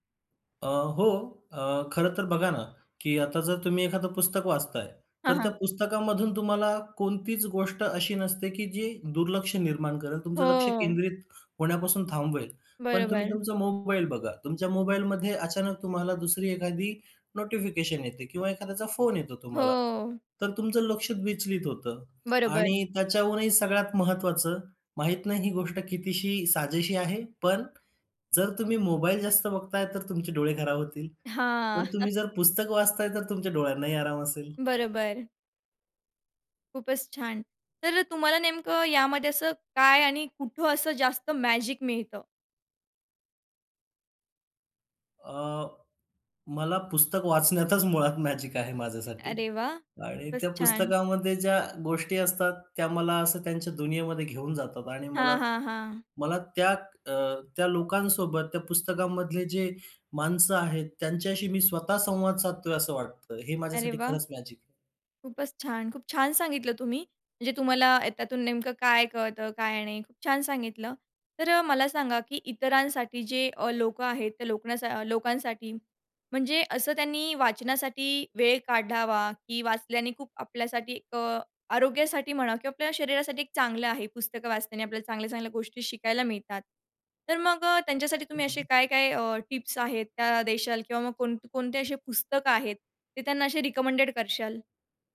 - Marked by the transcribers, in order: tapping; chuckle; in English: "मॅजिक"; in English: "मॅजिक"; in English: "मॅजिक"; other background noise; in English: "रिकमेंडेड"
- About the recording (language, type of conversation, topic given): Marathi, podcast, पुस्तकं वाचताना तुला काय आनंद येतो?